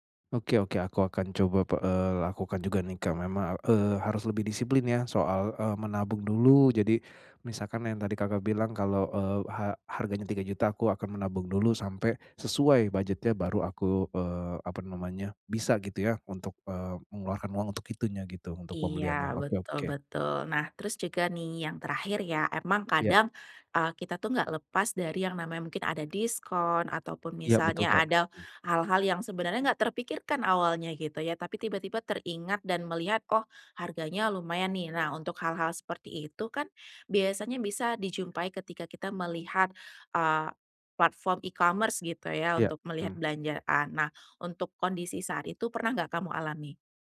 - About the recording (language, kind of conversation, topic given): Indonesian, advice, Bagaimana cara membatasi belanja impulsif tanpa mengurangi kualitas hidup?
- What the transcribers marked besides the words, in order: other background noise; in English: "e-commerce"